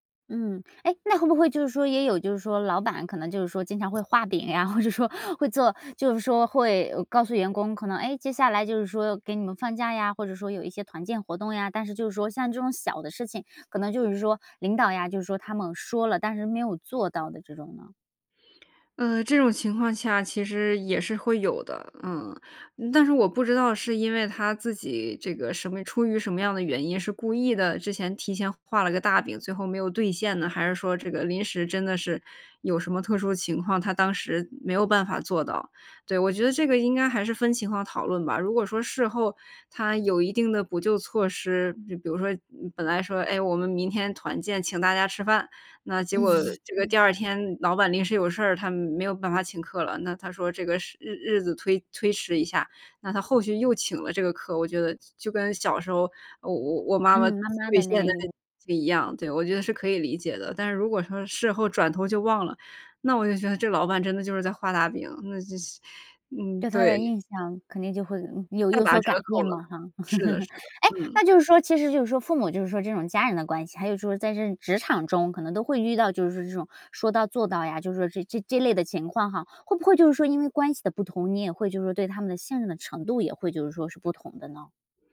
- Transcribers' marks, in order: laughing while speaking: "或者说"; laugh; laughing while speaking: "嗯"; laugh; laugh
- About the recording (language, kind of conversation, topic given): Chinese, podcast, 你怎么看“说到做到”在日常生活中的作用？